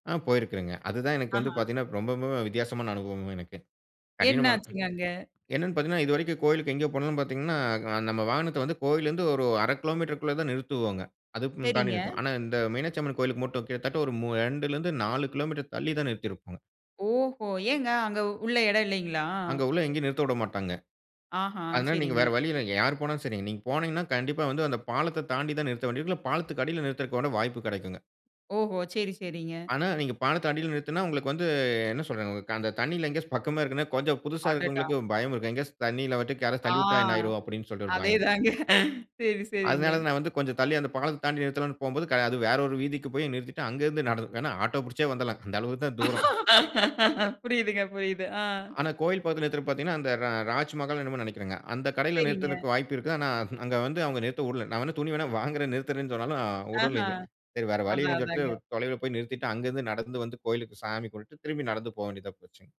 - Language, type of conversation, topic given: Tamil, podcast, சுற்றுலாவின் போது வழி தவறி அலைந்த ஒரு சம்பவத்தைப் பகிர முடியுமா?
- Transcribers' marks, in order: "ரொம்பவே" said as "ரொம்பம்பவே"; laughing while speaking: "அதேதாங்க. சரி, சரிங்க"; laughing while speaking: "புரியுதுங்க, புரியுது. அ"; chuckle